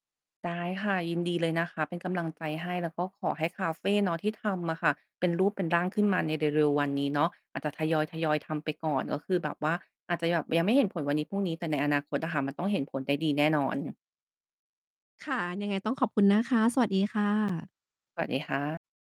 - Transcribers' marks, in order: mechanical hum
- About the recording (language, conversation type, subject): Thai, advice, คุณตั้งเป้าหมายใหญ่เรื่องอะไร และอะไรทำให้คุณรู้สึกหมดแรงจนทำตามไม่ไหวในช่วงนี้?